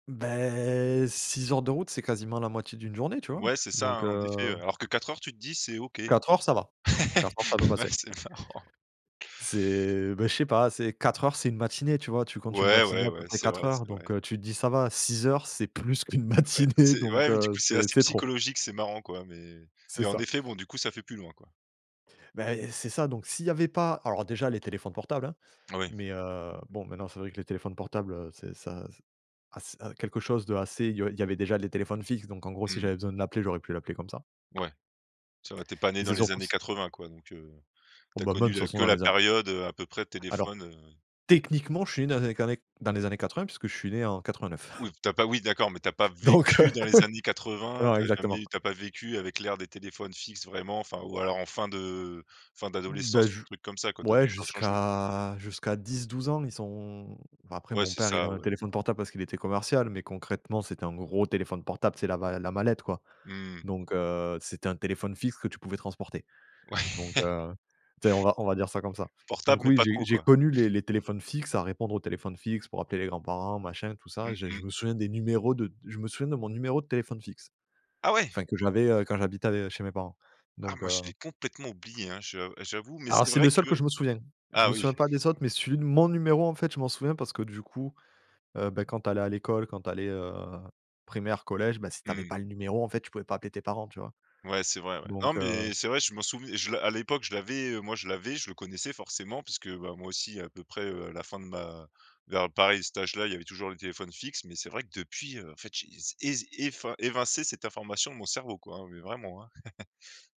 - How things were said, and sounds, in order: laugh; laughing while speaking: "Ouais, c'est marrant"; laughing while speaking: "c'est plus qu'une matinée"; chuckle; laughing while speaking: "Donc heu"; drawn out: "à"; laughing while speaking: "Ouais"; chuckle
- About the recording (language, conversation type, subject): French, podcast, Alors, comment la technologie a-t-elle changé vos relations familiales ?